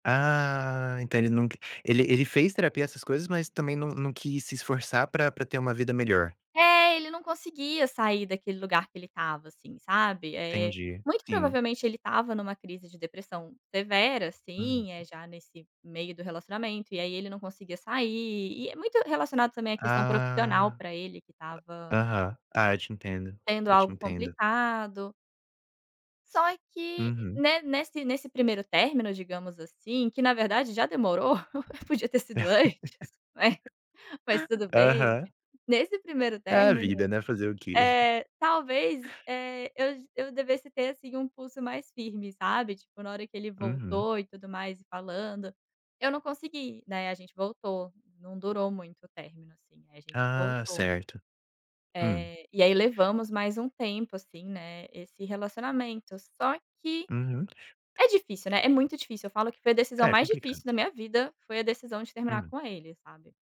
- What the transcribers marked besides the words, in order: tapping; other background noise; chuckle; laughing while speaking: "podia ter sido antes, né, mas tudo bem"; laugh
- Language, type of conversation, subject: Portuguese, podcast, Qual é um arrependimento que você ainda carrega?